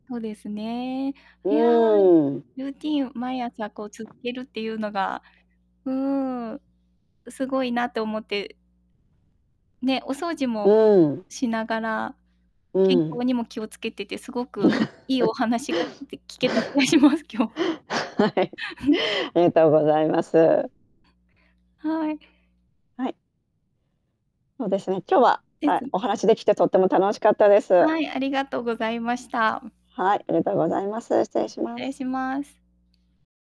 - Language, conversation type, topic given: Japanese, podcast, 朝のルーティンで、何かこだわっていることはありますか？
- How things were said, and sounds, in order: static; distorted speech; other background noise; laugh; laughing while speaking: "聞けた気がします、今日"; laughing while speaking: "はい"; laugh